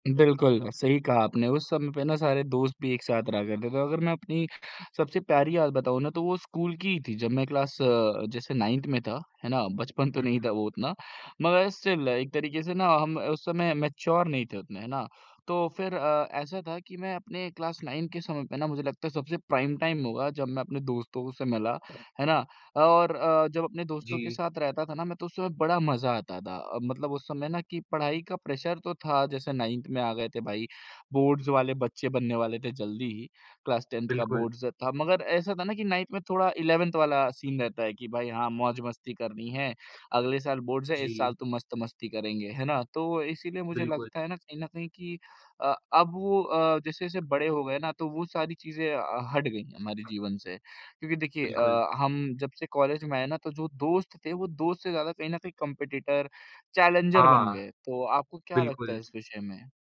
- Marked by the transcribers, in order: in English: "क्लास"; in English: "नाइन्थ"; in English: "स्टिल"; in English: "मैच्योर"; in English: "क्लास नाइन"; in English: "प्राइम टाइम"; in English: "प्रेशर"; in English: "नाइन्थ"; in English: "बोर्ड्स"; in English: "क्लास टेन्थ"; in English: "बोर्ड्स"; in English: "नाइन्थ"; in English: "इलेवेंथ"; in English: "बोर्ड्स"; tapping; other background noise; in English: "कॉम्पिटिटर, चैलेंजर"
- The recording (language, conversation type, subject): Hindi, unstructured, क्या आप कभी बचपन की उन यादों को फिर से जीना चाहेंगे, और क्यों?
- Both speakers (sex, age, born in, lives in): male, 18-19, India, India; male, 18-19, India, India